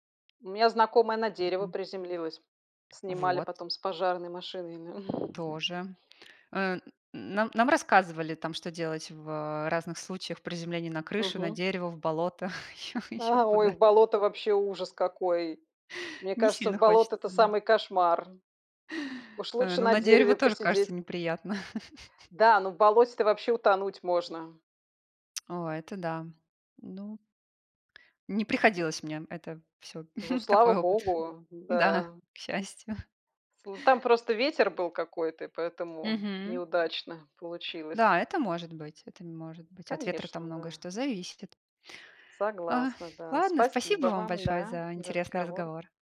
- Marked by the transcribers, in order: tapping; chuckle; chuckle; chuckle; tsk; chuckle; "зависит" said as "зависитит"
- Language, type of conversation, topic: Russian, unstructured, Какое значение для тебя имеют фильмы в повседневной жизни?